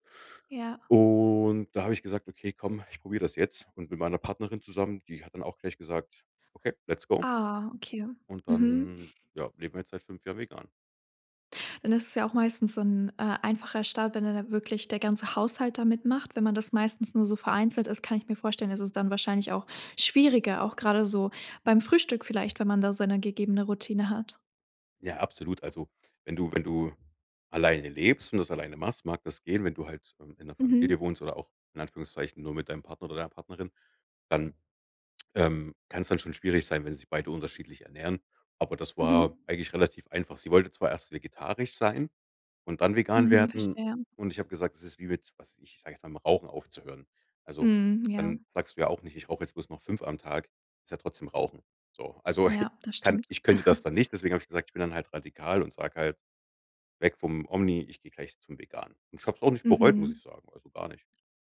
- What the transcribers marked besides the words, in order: in English: "let's go"; chuckle
- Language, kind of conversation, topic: German, podcast, Wie sieht deine Frühstücksroutine aus?